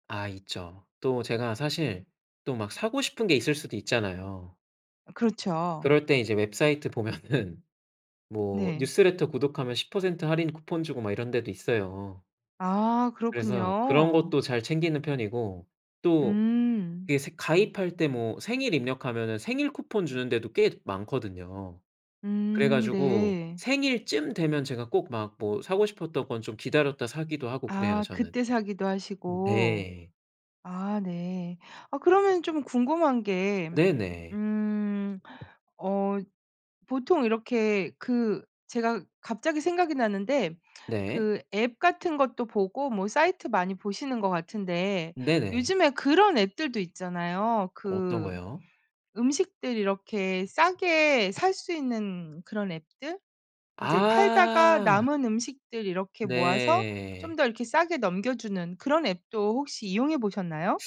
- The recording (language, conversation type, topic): Korean, podcast, 생활비를 절약하는 습관에는 어떤 것들이 있나요?
- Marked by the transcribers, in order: laughing while speaking: "보면은"; other background noise; tapping